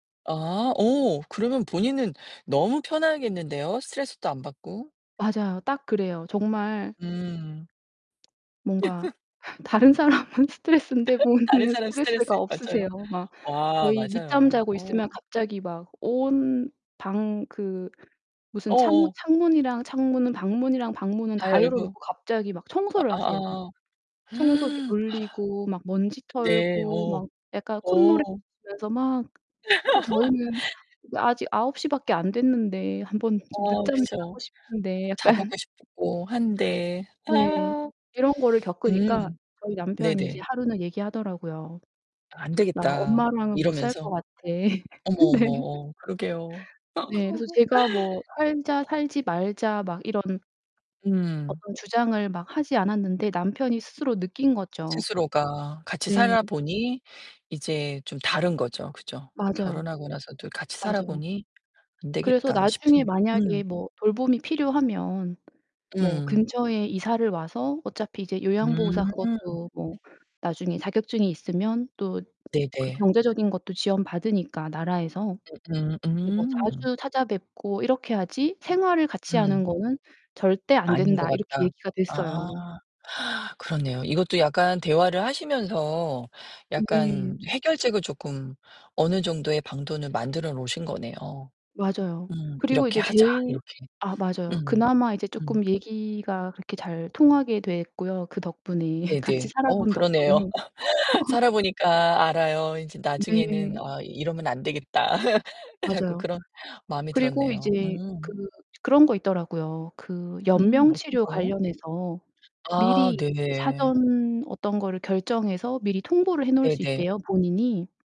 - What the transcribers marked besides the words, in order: tapping; laugh; other background noise; laugh; laughing while speaking: "다른 사람은 스트레스인데 본인은"; laugh; distorted speech; gasp; unintelligible speech; laugh; laughing while speaking: "약간"; laughing while speaking: "같아. 네"; laugh; background speech; static; laughing while speaking: "덕분에"; laugh; laugh
- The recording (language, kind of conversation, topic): Korean, podcast, 부모님 병수발을 맡게 된다면 어떻게 하실 건가요?